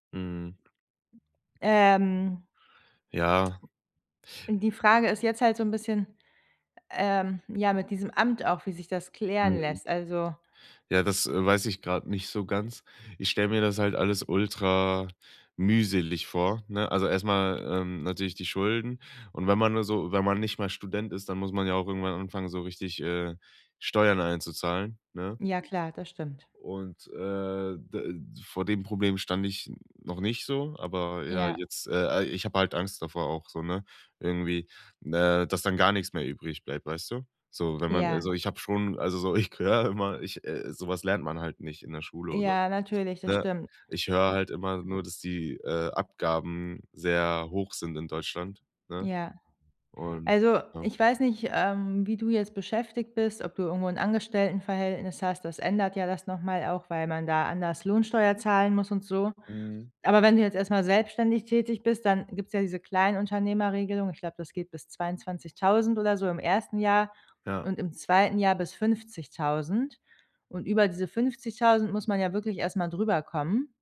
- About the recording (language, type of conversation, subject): German, advice, Wie kann ich meine Schulden unter Kontrolle bringen und wieder finanziell sicher werden?
- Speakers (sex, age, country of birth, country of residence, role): female, 30-34, Germany, Germany, advisor; male, 25-29, Germany, Germany, user
- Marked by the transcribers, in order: lip smack; other noise